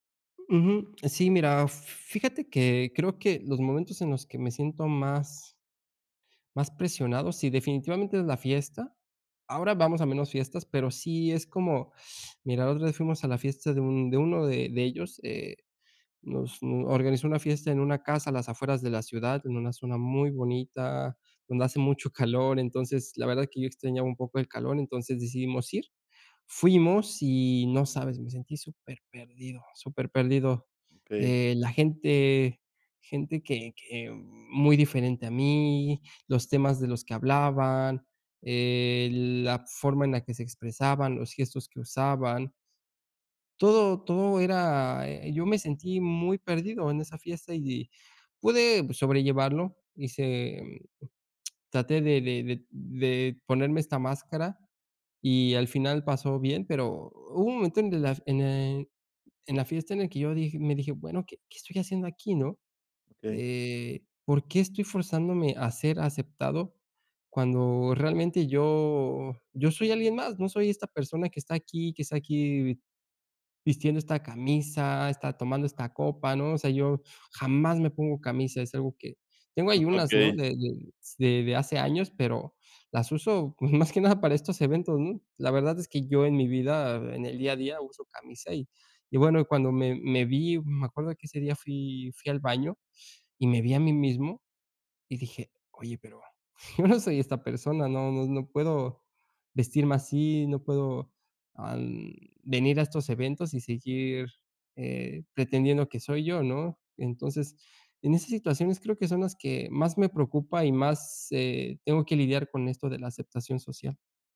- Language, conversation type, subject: Spanish, advice, ¿Cómo puedo ser más auténtico sin perder la aceptación social?
- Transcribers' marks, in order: teeth sucking; other background noise; lip smack; laughing while speaking: "más"; laughing while speaking: "yo"